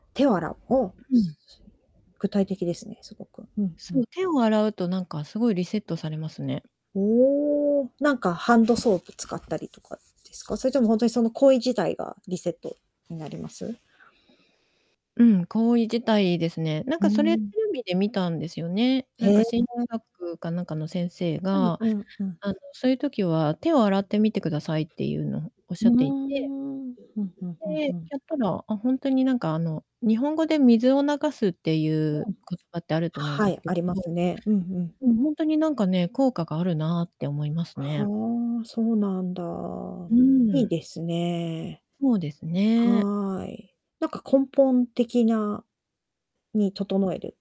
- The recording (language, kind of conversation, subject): Japanese, podcast, 落ち込んだとき、あなたはどうやって立ち直りますか？
- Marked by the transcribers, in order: distorted speech; other background noise; static